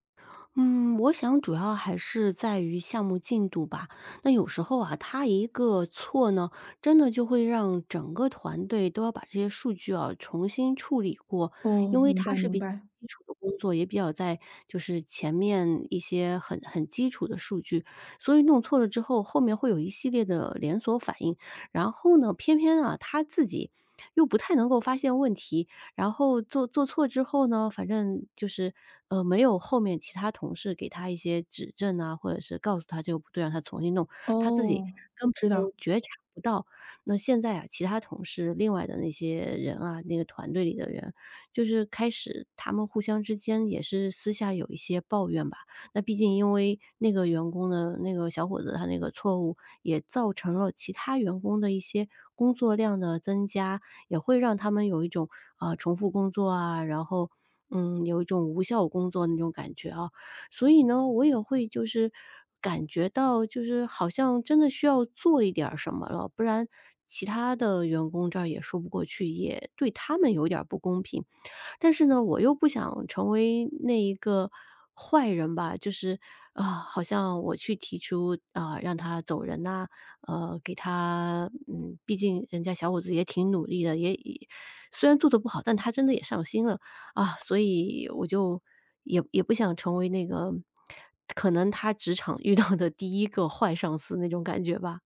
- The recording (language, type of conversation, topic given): Chinese, advice, 员工表现不佳但我不愿解雇他/她，该怎么办？
- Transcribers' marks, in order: laughing while speaking: "到"